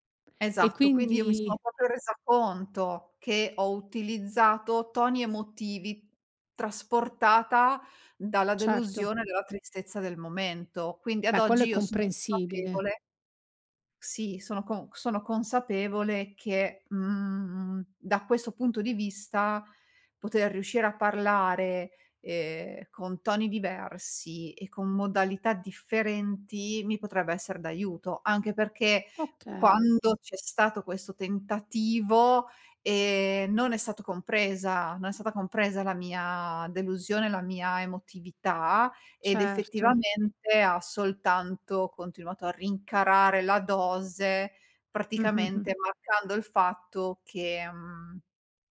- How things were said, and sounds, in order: "proprio" said as "popo"; other background noise
- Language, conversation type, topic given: Italian, advice, Come posso riallacciare un’amicizia dopo un tradimento passato?